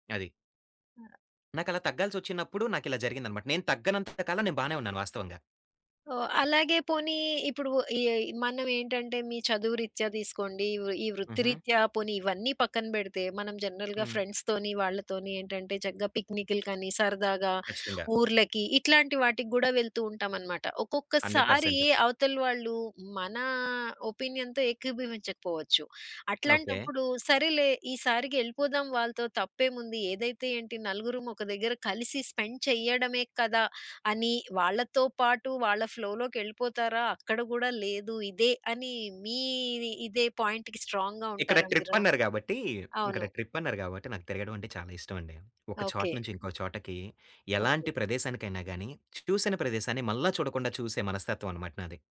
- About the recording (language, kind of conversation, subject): Telugu, podcast, మీరు ఫ్లో స్థితిలోకి ఎలా ప్రవేశిస్తారు?
- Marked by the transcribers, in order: other background noise; in English: "జనరల్‌గా ఫ్రెండ్స్‌తోని"; tapping; in English: "హండ్రెడ్ పర్సెంట్"; in English: "ఒపీనియన్‌తో"; in English: "స్పెండ్"; in English: "ఫ్లో‌లోకెళ్ళిపోతారా?"; in English: "పాయింట్‌కి స్ట్రాంగ్‌గా"